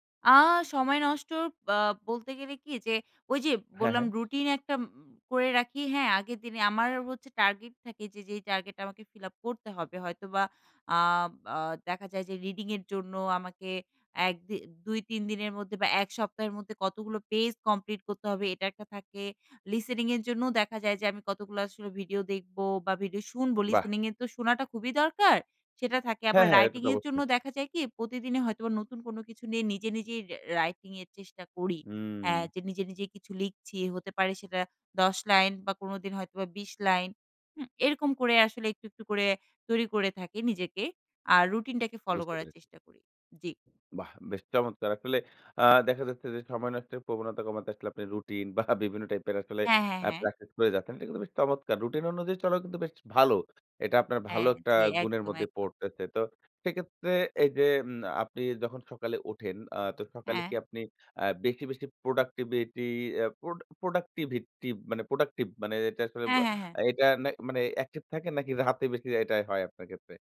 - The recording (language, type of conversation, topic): Bengali, podcast, প্রতিদিন সামান্য করে উন্নতি করার জন্য আপনার কৌশল কী?
- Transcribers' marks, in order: in English: "লিসেনিং"; in English: "রাইটিং"; in English: "রাইটিং"; other background noise; scoff; in English: "প্রোডাক্টিভিটি"; in English: "প্রোডাক্টিভিটি"; in English: "প্রোডাক্টিভ"; chuckle